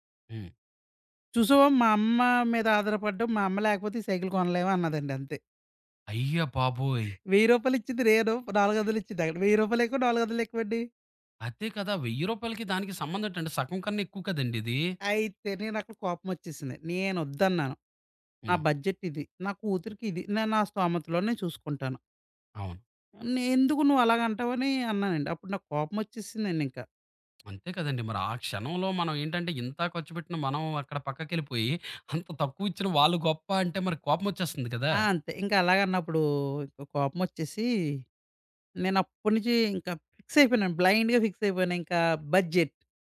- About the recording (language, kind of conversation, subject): Telugu, podcast, బడ్జెట్ పరిమితి ఉన్నప్పుడు స్టైల్‌ను ఎలా కొనసాగించాలి?
- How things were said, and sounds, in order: laughing while speaking: "వెయ్యి రూపాయలిచ్చింది నేను. నాలుగొందలిచ్చిందక్కడ. వెయ్యి రూపాయలెక్కువా నాలుగొందలెక్కువండి?"; in English: "బడ్జెట్"; other background noise; in English: "బ్లైండ్‌గా ఫిక్స్"; in English: "బడ్జెట్"